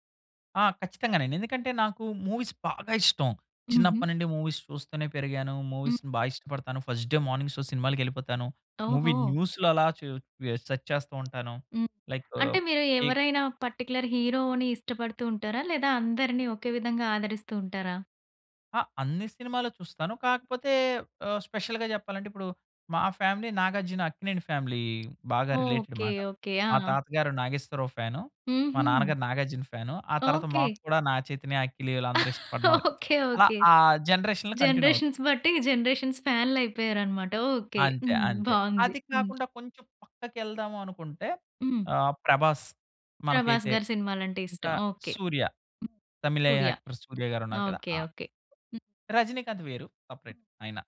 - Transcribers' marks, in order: in English: "మూవీస్"; stressed: "ఇష్టం"; in English: "మూవీస్"; in English: "మూవీస్"; in English: "ఫస్ట్ డే మార్నింగ్ షో"; in English: "న్యూస్‌లో"; in English: "సెర్చ్"; tapping; in English: "లైక్"; in English: "పార్టిక్యులర్"; in English: "స్పెషల్‌గా"; in English: "ఫ్యామిలీ"; in English: "ఫ్యామిలీ"; in English: "రిలేటెడ్"; laugh; in English: "జనరేషన్స్"; lip smack; in English: "జనరేషన్‌లో కంటిన్యూ"; in English: "జనరేషన్స్"; other background noise; in English: "యాక్టర్"; in English: "సెపరేట్"
- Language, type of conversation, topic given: Telugu, podcast, మీకు ఇష్టమైన సినిమా కథను సంక్షిప్తంగా చెప్పగలరా?